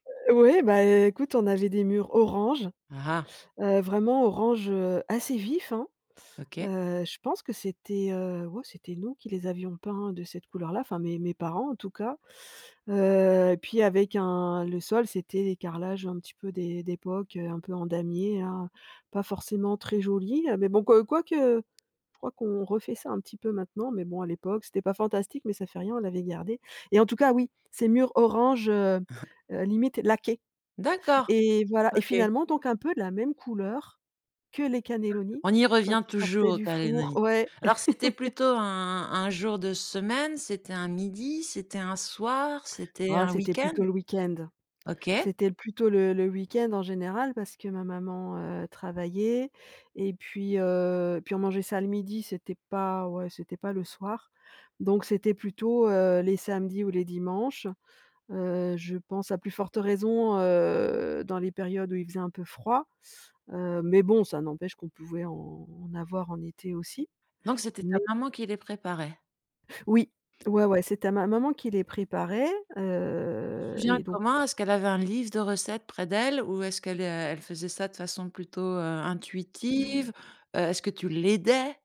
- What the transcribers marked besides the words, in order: chuckle; other background noise; laugh; drawn out: "Heu"; other noise; tapping
- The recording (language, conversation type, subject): French, podcast, Quel plat te rappelle le plus ton enfance ?